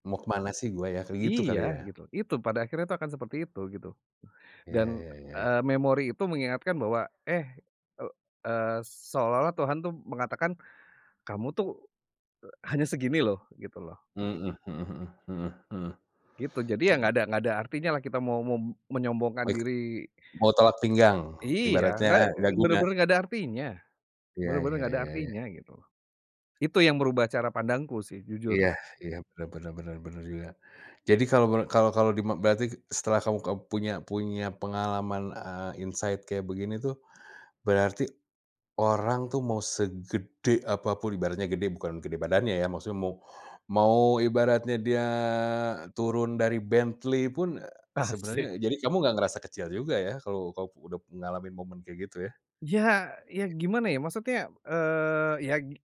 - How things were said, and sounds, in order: other background noise; in English: "insight"
- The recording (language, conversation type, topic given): Indonesian, podcast, Ceritakan momen kecil apa yang mengubah cara pandangmu tentang hidup?